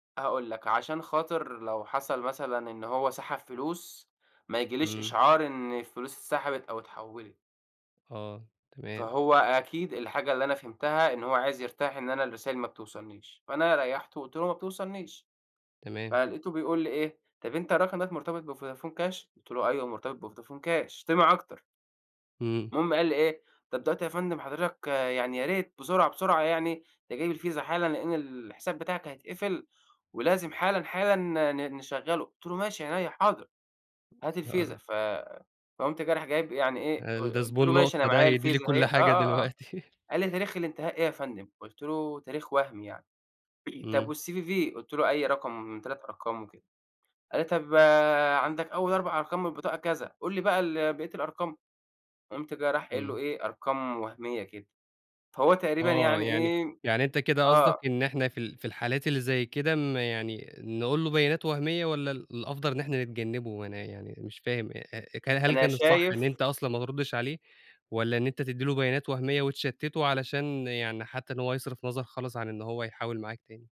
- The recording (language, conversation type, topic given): Arabic, podcast, إزاي تحمي نفسك من النصب على الإنترنت؟
- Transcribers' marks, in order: unintelligible speech; chuckle; throat clearing; in English: "والCVV"